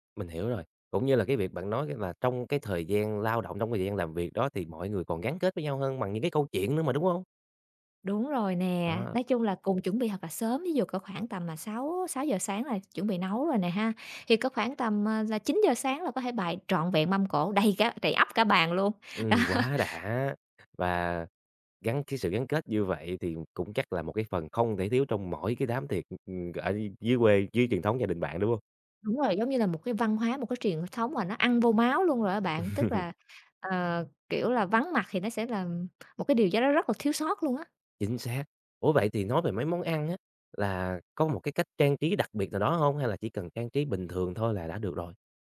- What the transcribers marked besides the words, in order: laughing while speaking: "đó"; other noise; other background noise; laugh
- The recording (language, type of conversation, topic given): Vietnamese, podcast, Làm sao để bày một mâm cỗ vừa đẹp mắt vừa ấm cúng, bạn có gợi ý gì không?